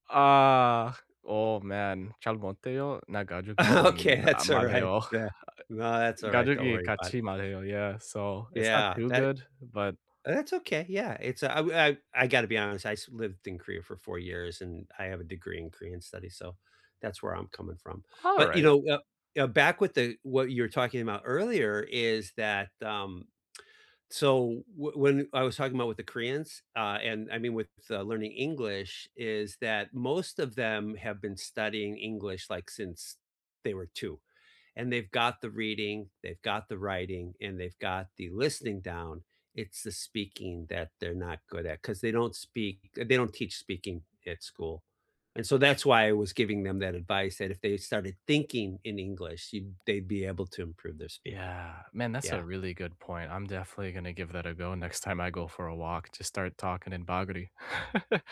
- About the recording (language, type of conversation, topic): English, unstructured, How did a recent walk change your perspective?
- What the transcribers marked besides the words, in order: chuckle; laughing while speaking: "Okay, that's alright"; tapping; chuckle